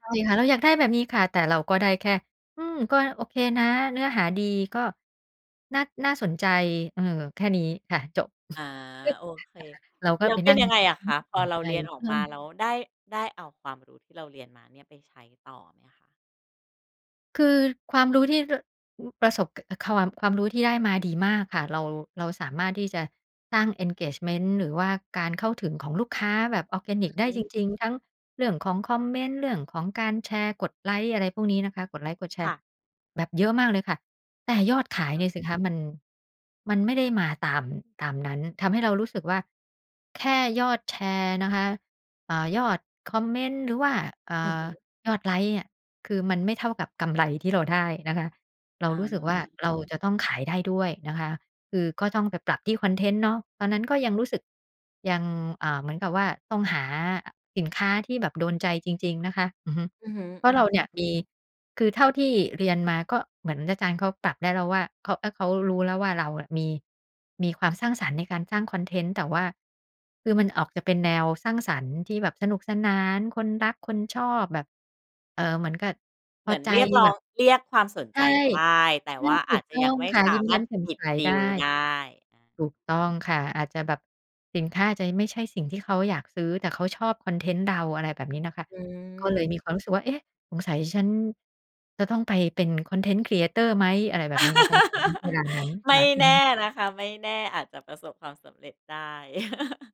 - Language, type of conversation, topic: Thai, podcast, เล่าเรื่องวันที่การเรียนทำให้คุณตื่นเต้นที่สุดได้ไหม?
- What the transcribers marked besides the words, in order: chuckle; unintelligible speech; in English: "engagement"; laugh; laugh